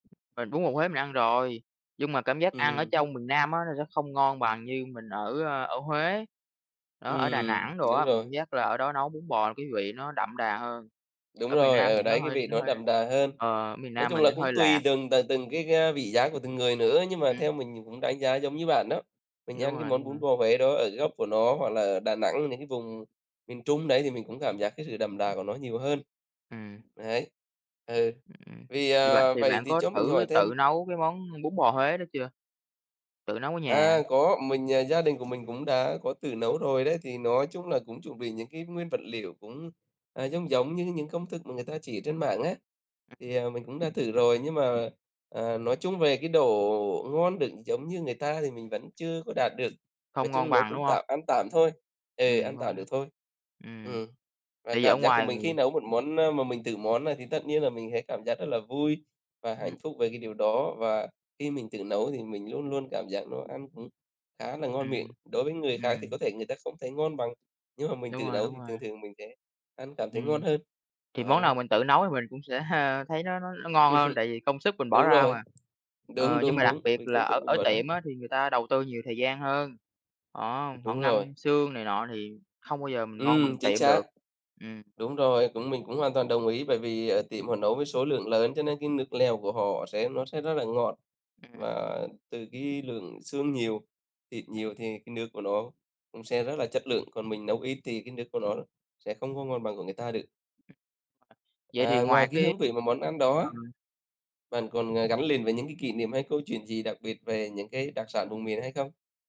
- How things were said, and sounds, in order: other background noise; tapping; laughing while speaking: "sẽ"; chuckle; unintelligible speech
- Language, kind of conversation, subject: Vietnamese, unstructured, Bạn yêu thích món đặc sản vùng miền nào nhất?